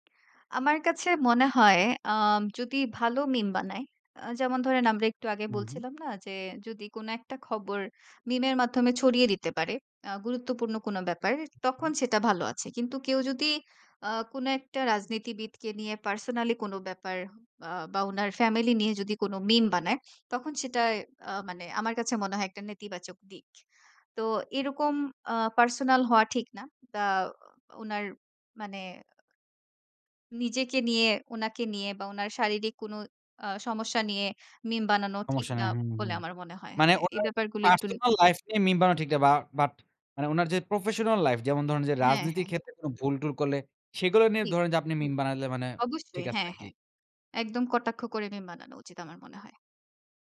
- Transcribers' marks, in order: none
- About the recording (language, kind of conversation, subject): Bengali, podcast, মিমগুলো কীভাবে রাজনীতি ও মানুষের মানসিকতা বদলে দেয় বলে তুমি মনে করো?